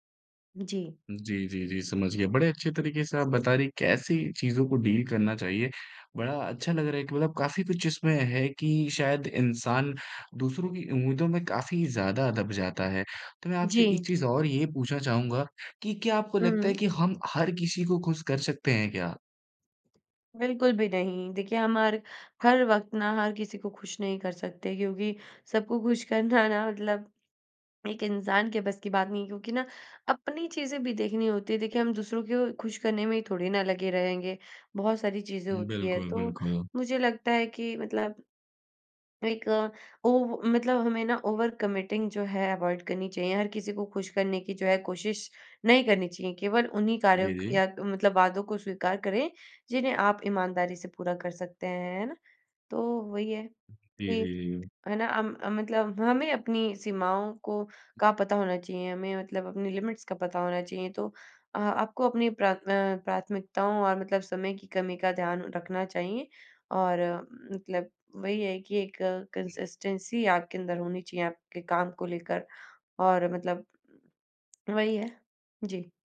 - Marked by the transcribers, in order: other background noise; in English: "डील"; in English: "ओवर कमिटिंग"; in English: "अवॉइड"; in English: "लिमिट्स"; in English: "कंसिस्टेंसी"; tapping
- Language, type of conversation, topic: Hindi, podcast, दूसरों की उम्मीदों से आप कैसे निपटते हैं?
- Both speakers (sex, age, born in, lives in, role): female, 20-24, India, India, guest; male, 20-24, India, India, host